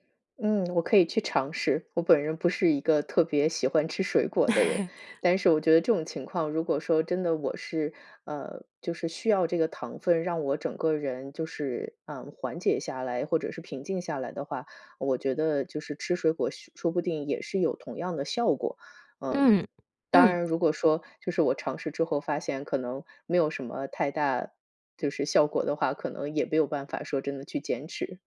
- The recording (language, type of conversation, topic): Chinese, advice, 为什么我总是无法摆脱旧习惯？
- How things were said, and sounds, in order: laugh